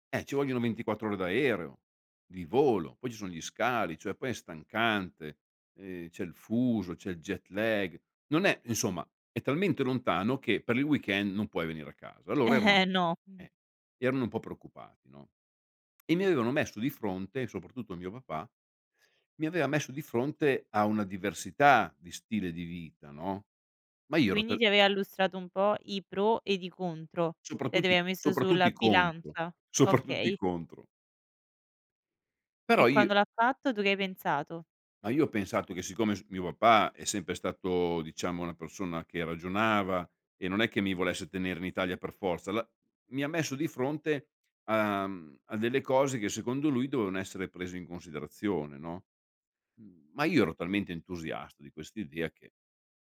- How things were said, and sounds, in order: in English: "weekend"; chuckle; tapping; "aveva" said as "avea"; laughing while speaking: "Soprattutto i contro"
- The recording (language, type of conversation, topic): Italian, podcast, Raccontami di una sfida importante che hai dovuto superare nella vita